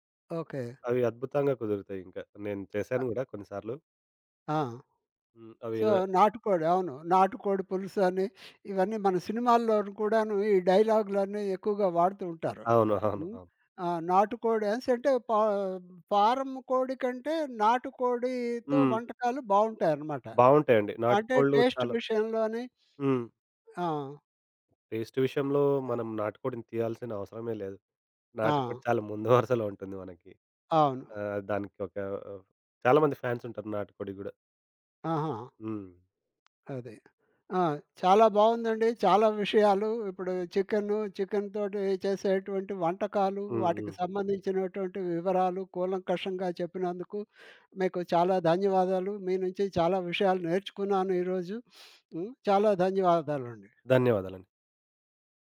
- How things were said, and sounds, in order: other background noise; in English: "సో"; laughing while speaking: "అవును"; in English: "టేస్ట్"; in English: "టేస్ట్"; laughing while speaking: "ముందు వరుసలో"; in English: "ఫ్యాన్స్"; sniff
- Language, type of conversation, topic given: Telugu, podcast, వంటను కలిసి చేయడం మీ ఇంటికి ఎలాంటి ఆత్మీయ వాతావరణాన్ని తెస్తుంది?